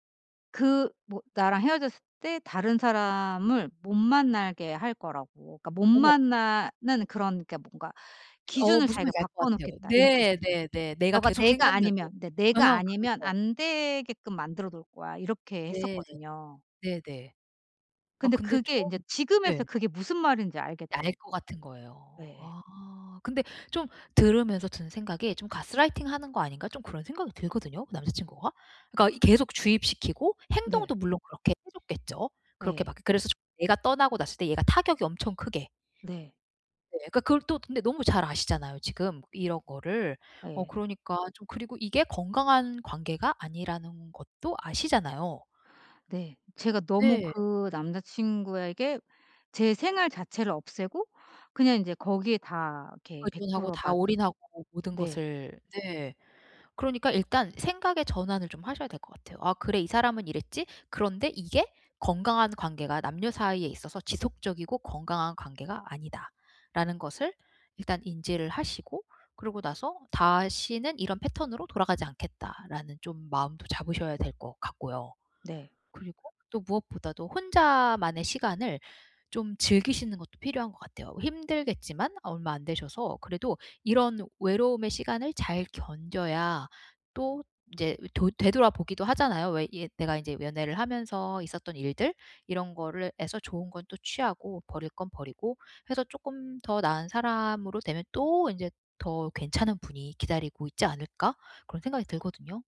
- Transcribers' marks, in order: other background noise; tapping
- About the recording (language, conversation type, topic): Korean, advice, 정체성 회복과 자아 발견